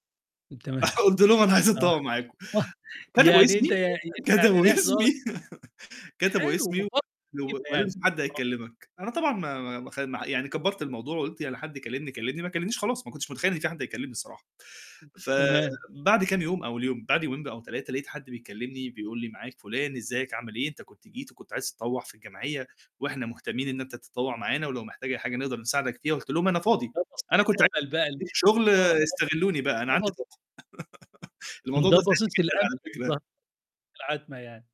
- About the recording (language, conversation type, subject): Arabic, podcast, إيه اللي بيخلّي الواحد يحس إنه بينتمي لمجتمع؟
- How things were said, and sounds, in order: laughing while speaking: "تمام"; static; laughing while speaking: "قلت لهم أنا عايز أتطوّع معاكم"; chuckle; laughing while speaking: "كتبوا اسمي"; laugh; distorted speech; unintelligible speech; background speech; unintelligible speech; unintelligible speech; chuckle